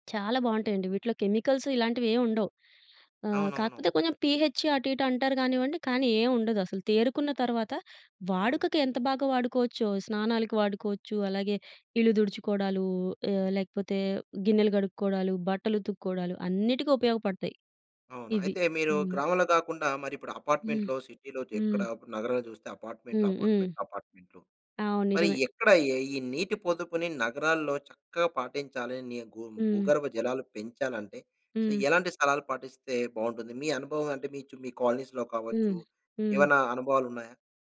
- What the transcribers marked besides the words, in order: in English: "అపార్ట్మెంట్‌లో, సిటీ‌లో"; in English: "సో"; in English: "కాలనీస్‌లో"
- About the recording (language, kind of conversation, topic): Telugu, podcast, వర్షపు నీరు నిల్వ చేసే విధానం గురించి నీ అనుభవం ఏంటి?